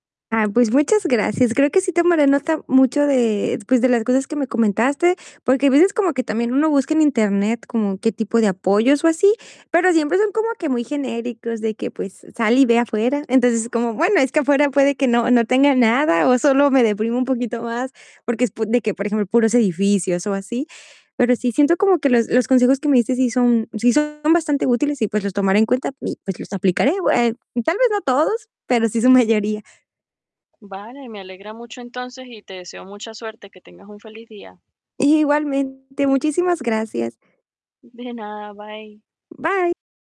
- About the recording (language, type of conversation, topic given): Spanish, advice, ¿Cómo puedo cambiar mi espacio para estimular mi imaginación?
- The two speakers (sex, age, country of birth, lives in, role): female, 20-24, Mexico, Mexico, user; female, 30-34, Venezuela, United States, advisor
- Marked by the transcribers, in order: tapping; distorted speech; laughing while speaking: "su mayoría"